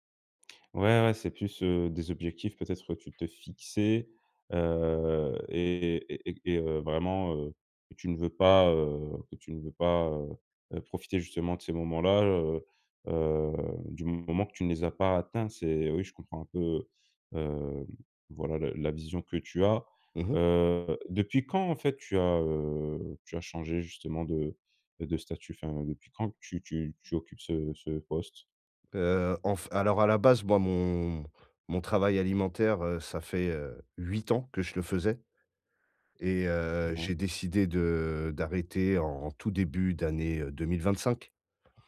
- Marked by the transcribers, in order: none
- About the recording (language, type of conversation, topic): French, advice, Pourquoi est-ce que je n’arrive pas à me détendre chez moi, même avec un film ou de la musique ?